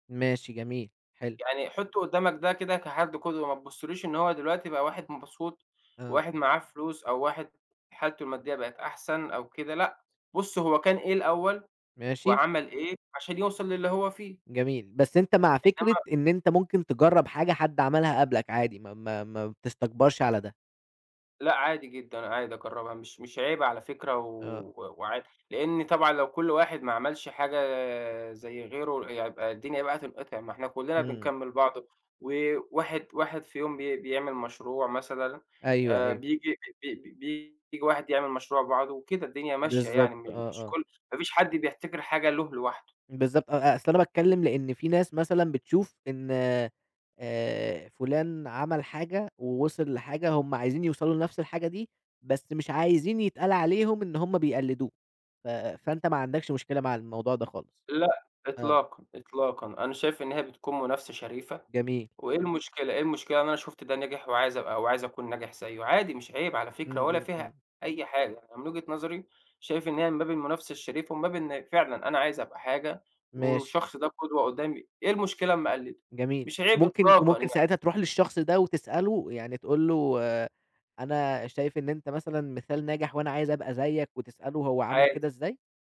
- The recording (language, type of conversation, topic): Arabic, podcast, إزاي بتتعامل مع إنك تقارن نفسك بالناس التانيين؟
- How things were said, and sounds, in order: none